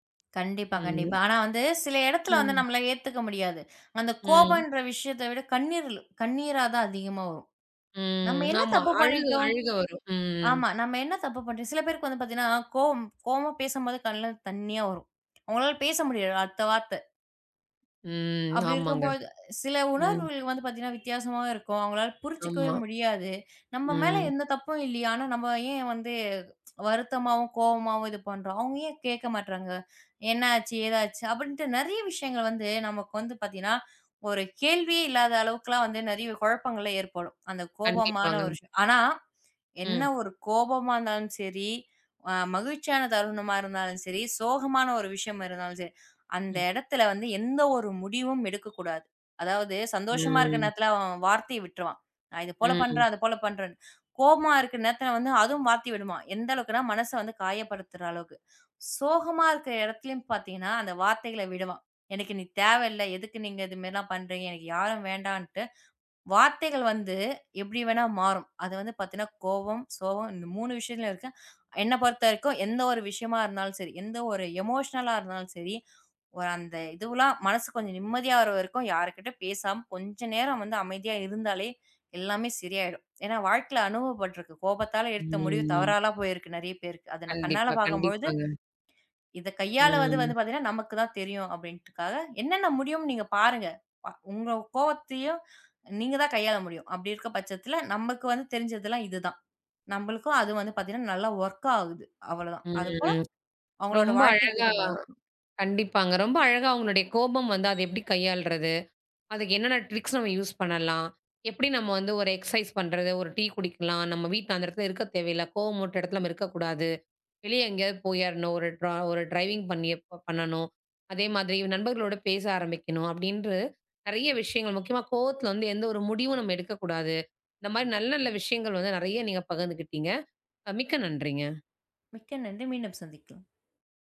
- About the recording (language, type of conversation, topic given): Tamil, podcast, கோபம் வந்தால் அதை எப்படி கையாளுகிறீர்கள்?
- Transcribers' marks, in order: unintelligible speech; "நம்மளால" said as "நம்மள"; "கண்ணீர்" said as "கண்ணீருலு"; drawn out: "ம்"; tsk; drawn out: "ம்"; in English: "எமோஷனலா"; drawn out: "ம்"; other noise; in English: "ஒர்க்"; in English: "ட்ரிக்ஸ்"; in English: "யூஸ்"; in English: "எக்ஸ்சைஸ்"; in English: "டிரைவிங்"